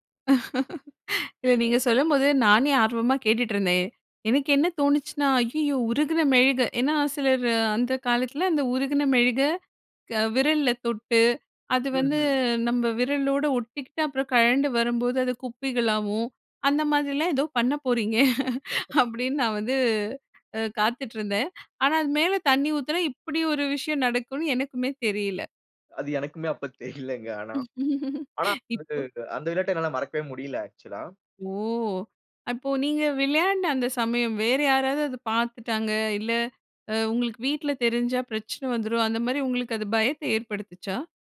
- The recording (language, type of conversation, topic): Tamil, podcast, உங்கள் முதல் நண்பருடன் நீங்கள் எந்த விளையாட்டுகளை விளையாடினீர்கள்?
- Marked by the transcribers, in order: laugh; tapping; laugh; chuckle; laughing while speaking: "தெரியலைங்க"; chuckle; unintelligible speech; in English: "ஆக்சுவலா"; drawn out: "ஓ!"; other noise